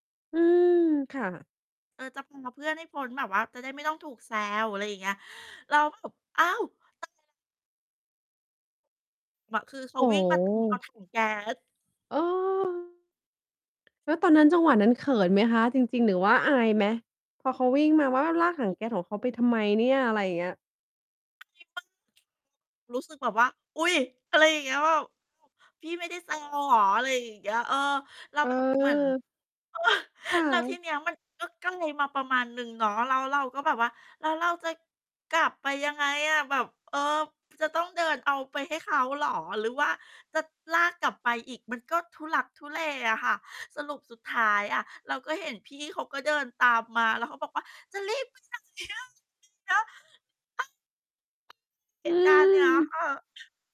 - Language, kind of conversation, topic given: Thai, podcast, มีประสบการณ์อะไรที่พอนึกถึงแล้วยังยิ้มได้เสมอไหม?
- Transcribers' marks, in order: distorted speech; unintelligible speech; tapping; unintelligible speech; laugh; mechanical hum